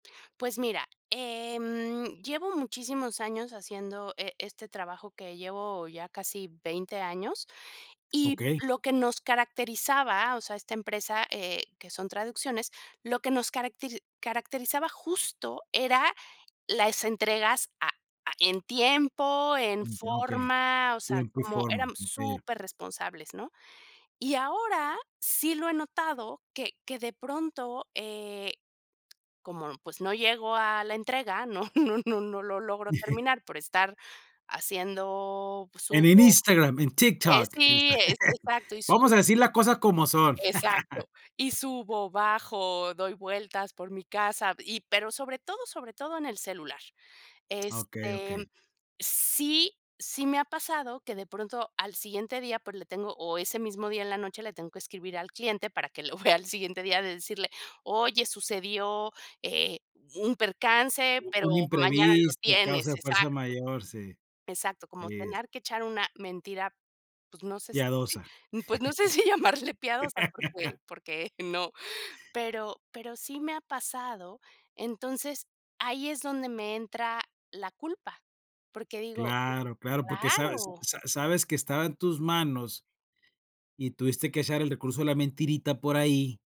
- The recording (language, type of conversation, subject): Spanish, advice, ¿Cómo afecta la procrastinación crónica a tus proyectos y qué culpa te genera?
- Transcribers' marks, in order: drawn out: "em"; laughing while speaking: "no no no"; giggle; laugh; laugh; laughing while speaking: "pues, no sé si llamarle piadosa"; laugh; laughing while speaking: "no"